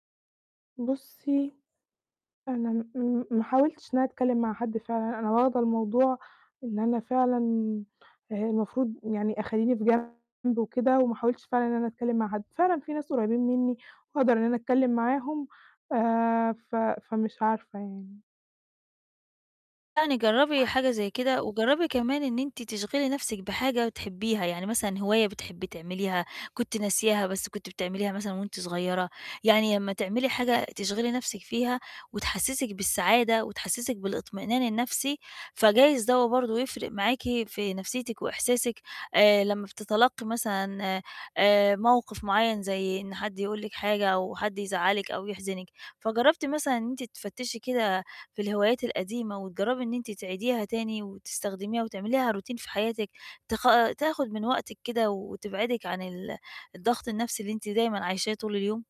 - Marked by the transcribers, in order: distorted speech; unintelligible speech; tapping; in English: "routine"
- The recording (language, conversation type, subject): Arabic, advice, إيه الخطوات الصغيرة اللي أقدر أبدأ بيها دلوقتي عشان أرجّع توازني النفسي؟